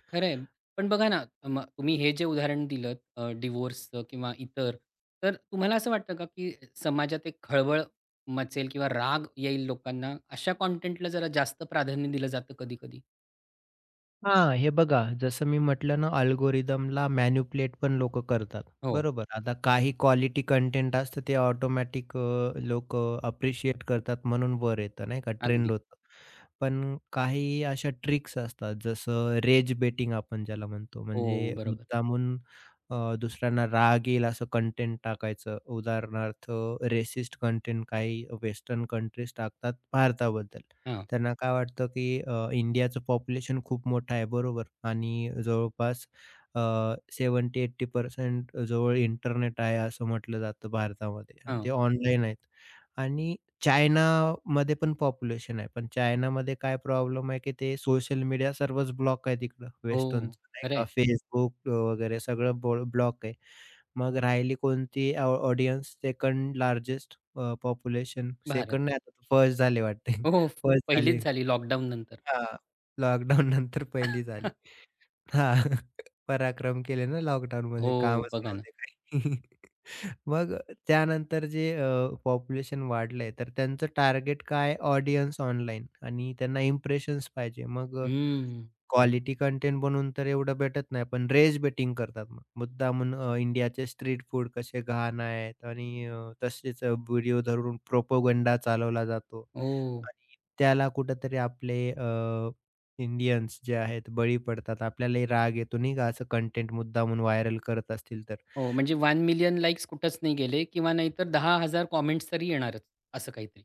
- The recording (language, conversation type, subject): Marathi, podcast, सामग्रीवर शिफारस-यंत्रणेचा प्रभाव तुम्हाला कसा जाणवतो?
- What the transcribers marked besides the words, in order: other background noise; tapping; in English: "अल्गोरिदमला"; in English: "रेज बेटिंग"; in English: "सेव्हेंटी एटी पर्सेंट"; laughing while speaking: "हो, हो"; chuckle; laughing while speaking: "लॉकडाउननंतर"; chuckle; laugh; chuckle; in English: "ऑडियन्स"; in English: "व्हायरल"; in English: "वन मिलियन लाइक्स"; in English: "कमेंट्स"